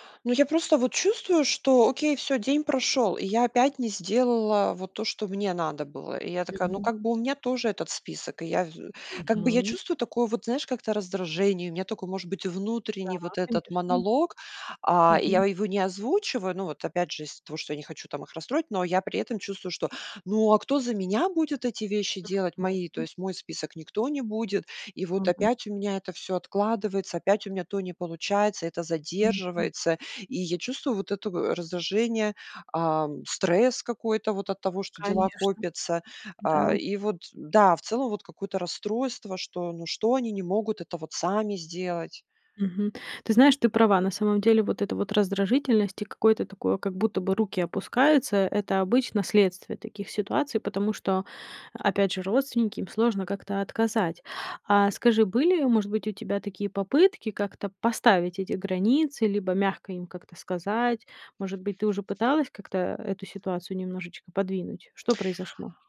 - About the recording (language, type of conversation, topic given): Russian, advice, Как мне научиться устанавливать личные границы и перестать брать на себя лишнее?
- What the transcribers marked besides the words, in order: other background noise